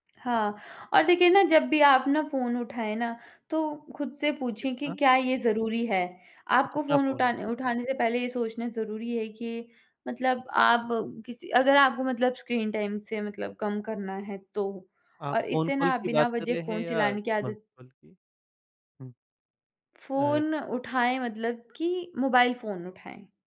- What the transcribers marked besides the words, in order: unintelligible speech; in English: "टाइम"; unintelligible speech
- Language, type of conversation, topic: Hindi, podcast, आप स्क्रीन समय कम करने के लिए कौन-से सरल और असरदार तरीके सुझाएंगे?